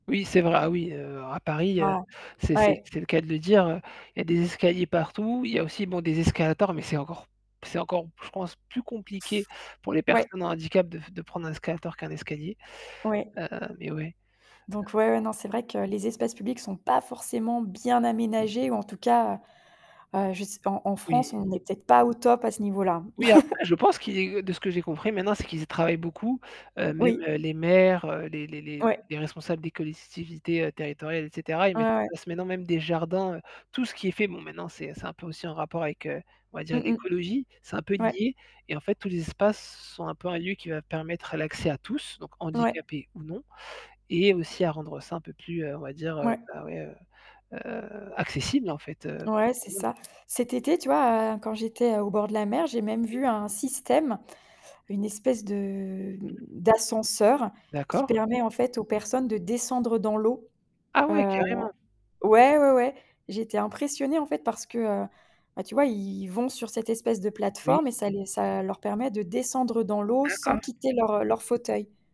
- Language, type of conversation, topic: French, unstructured, Comment la technologie peut-elle aider les personnes en situation de handicap ?
- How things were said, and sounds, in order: static; distorted speech; other background noise; mechanical hum; laugh; drawn out: "heu"; unintelligible speech; tapping; drawn out: "de"